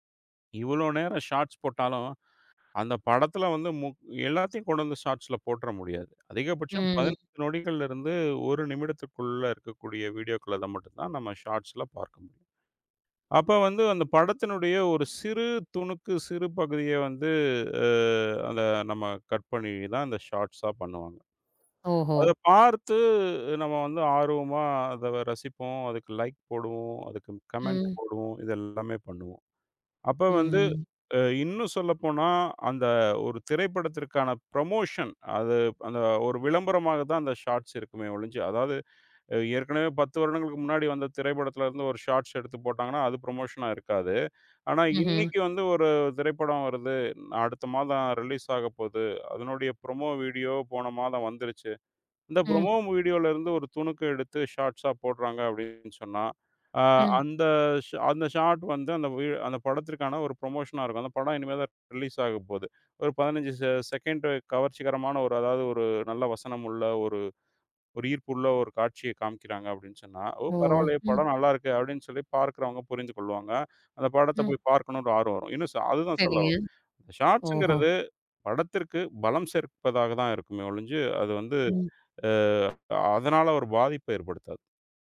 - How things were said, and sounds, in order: in English: "ஷார்ட்ஸ்"; in English: "ஷாட்ஸ்ல"; other background noise; tapping; in English: "ஷாட்ஸ்ல"; in English: "ஷாட்ஸா"; in English: "லைக்"; in English: "கமெண்ட்"; wind; in English: "ப்ரமோஷன்"; in English: "ஷாட்ஸ்"; in English: "ஷாட்ஸ்"; in English: "ப்ரமோஷனா"; in English: "ரிலீஸ்"; in English: "ப்ரோமோ வீடியோ"; in English: "ப்ரோமோ வீடியோல"; in English: "ஷார்ட்ஸா"; in English: "ப்ரமோஷனா"; in English: "ரிலீஸ்"; in English: "செகண்டு"; in English: "ஷாட்ஸ்ங்குறது"
- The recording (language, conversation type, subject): Tamil, podcast, குறுந்தொகுப்பு காணொளிகள் சினிமா பார்வையை பாதித்ததா?